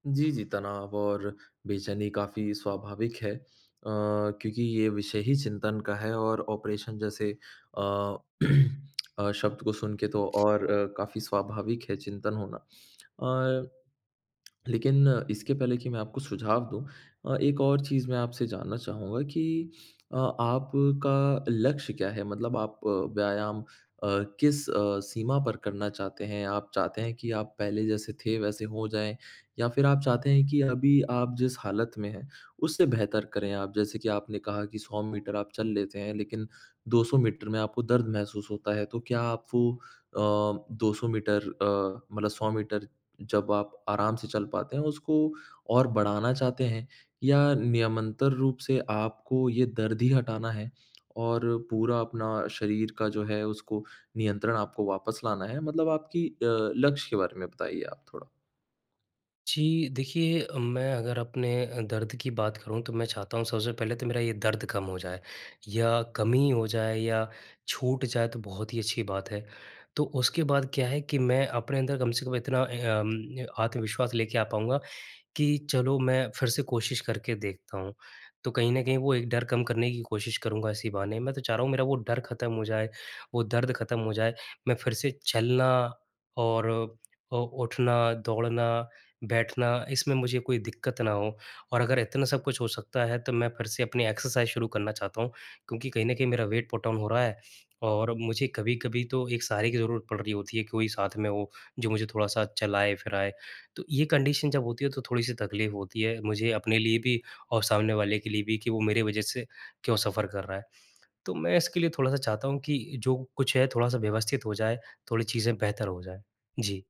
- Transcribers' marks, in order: throat clearing; tongue click; tongue click; in English: "एक्सरसाइज़"; in English: "वेट पुटऑन"; in English: "कंडीशन"; in English: "सफ़र"
- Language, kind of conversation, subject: Hindi, advice, पुरानी चोट के बाद फिर से व्यायाम शुरू करने में डर क्यों लगता है और इसे कैसे दूर करें?